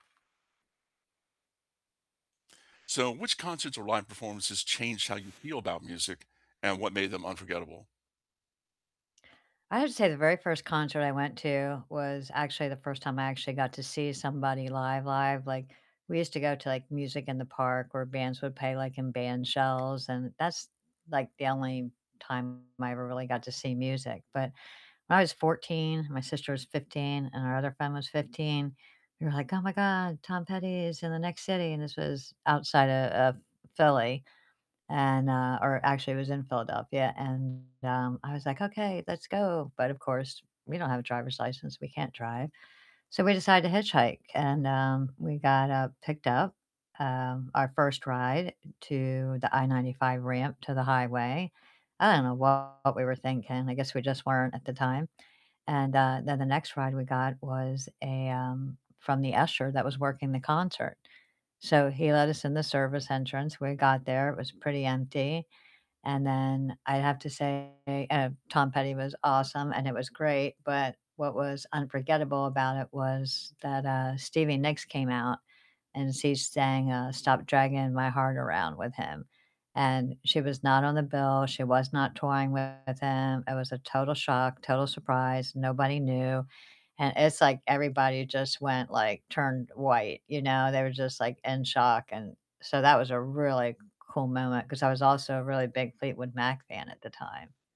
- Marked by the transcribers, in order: other background noise; static; tapping; distorted speech
- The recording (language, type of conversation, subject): English, unstructured, Which concerts or live performances changed how you feel about music, and what made them unforgettable?